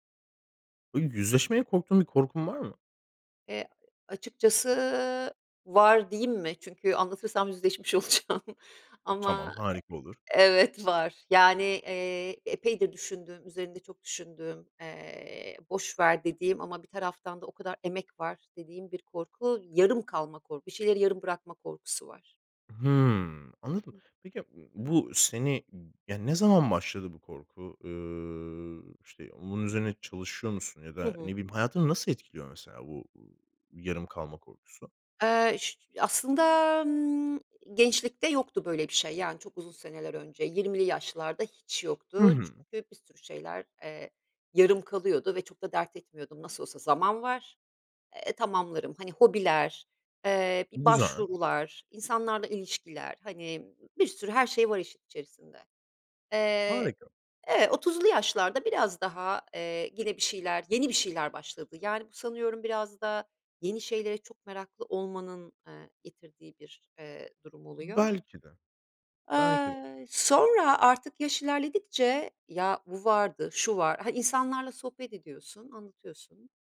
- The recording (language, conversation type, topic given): Turkish, podcast, Korkularınla yüzleşirken hangi adımları atarsın?
- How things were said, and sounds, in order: laughing while speaking: "olacağım"; unintelligible speech; unintelligible speech; tapping